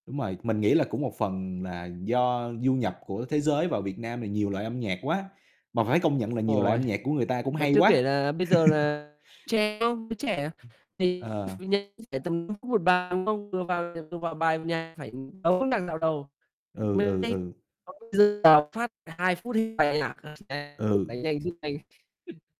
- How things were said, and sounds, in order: chuckle; distorted speech; other background noise; unintelligible speech; unintelligible speech; unintelligible speech; unintelligible speech; chuckle
- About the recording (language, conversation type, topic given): Vietnamese, unstructured, Âm nhạc truyền thống có còn quan trọng trong thế giới hiện đại không?